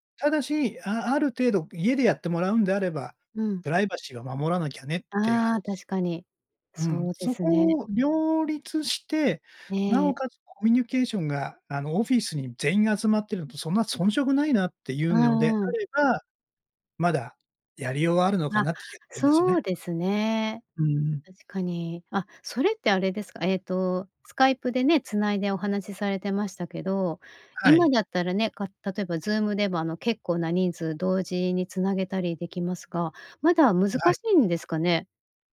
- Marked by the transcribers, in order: none
- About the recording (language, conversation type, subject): Japanese, podcast, これからのリモートワークは将来どのような形になっていくと思いますか？